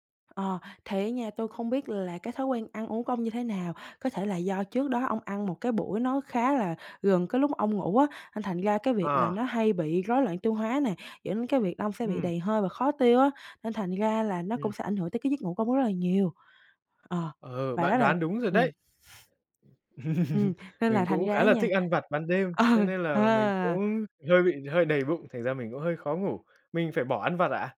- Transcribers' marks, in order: tapping; other background noise; chuckle; laughing while speaking: "ừ"
- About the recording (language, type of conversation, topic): Vietnamese, advice, Làm sao để thay đổi thói quen mà không mất kiên nhẫn rồi bỏ cuộc?